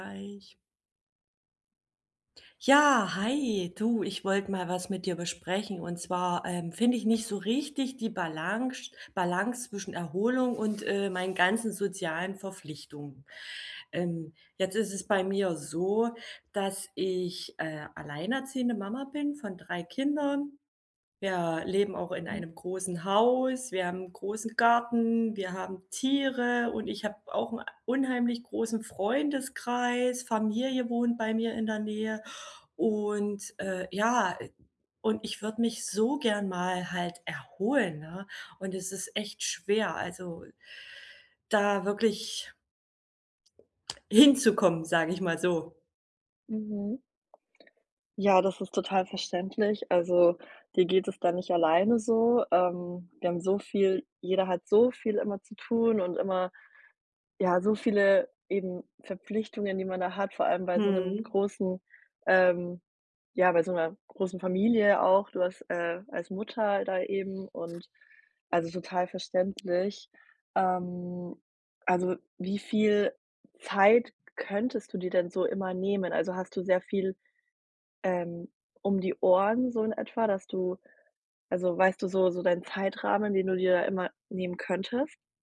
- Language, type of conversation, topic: German, advice, Wie finde ich ein Gleichgewicht zwischen Erholung und sozialen Verpflichtungen?
- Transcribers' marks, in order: "Balance" said as "Balansch"; other background noise; tapping